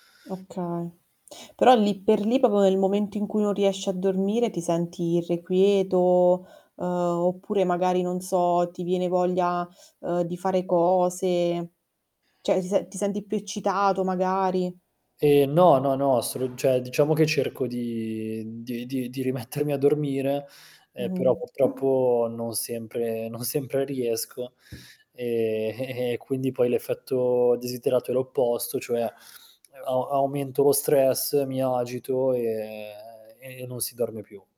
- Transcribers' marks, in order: static; "proprio" said as "propo"; teeth sucking; "cioè" said as "ceh"; other background noise; "cioè" said as "ceh"; distorted speech; drawn out: "e"
- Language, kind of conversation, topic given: Italian, podcast, Hai consigli per affrontare l’insonnia occasionale?